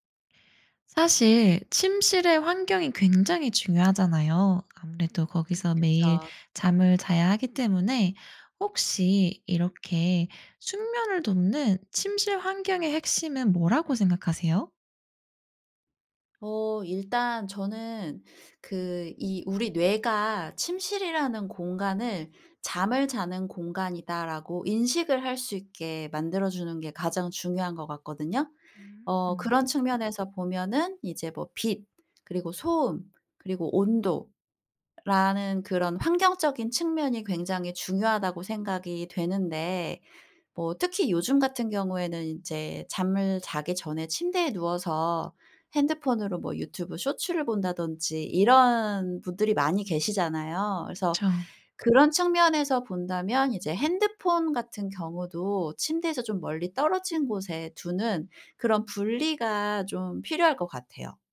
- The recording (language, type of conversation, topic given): Korean, podcast, 숙면을 돕는 침실 환경의 핵심은 무엇인가요?
- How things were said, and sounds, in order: other background noise